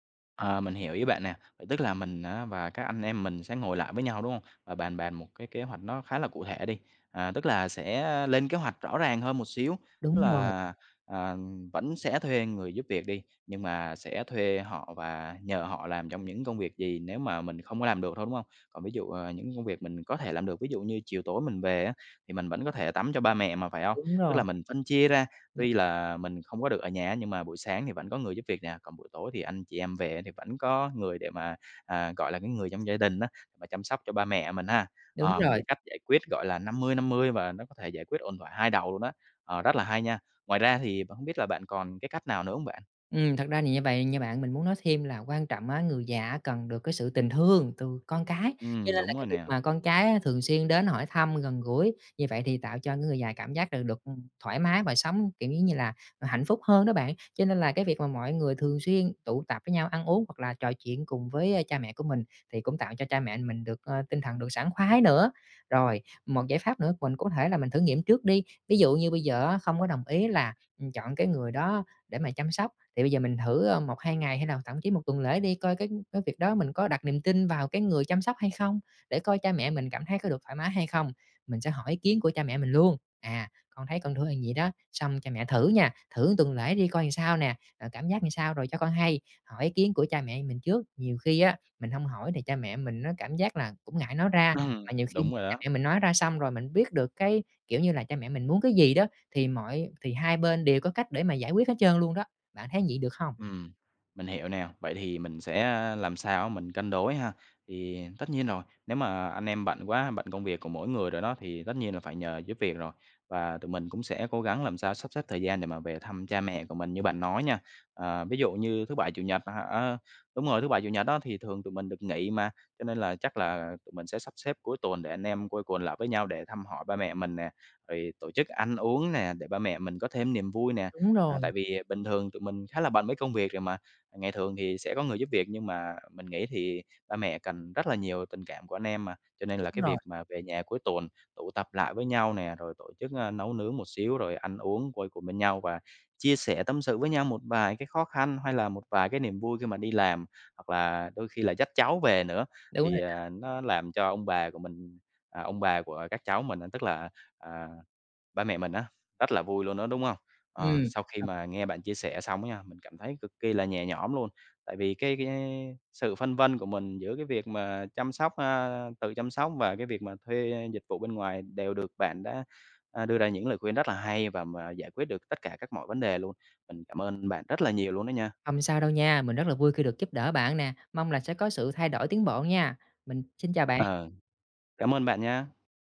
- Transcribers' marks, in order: tapping; other background noise; unintelligible speech; "thì" said as "nì"; laughing while speaking: "Ừm"
- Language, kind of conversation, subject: Vietnamese, advice, Khi cha mẹ đã lớn tuổi và sức khỏe giảm sút, tôi nên tự chăm sóc hay thuê dịch vụ chăm sóc?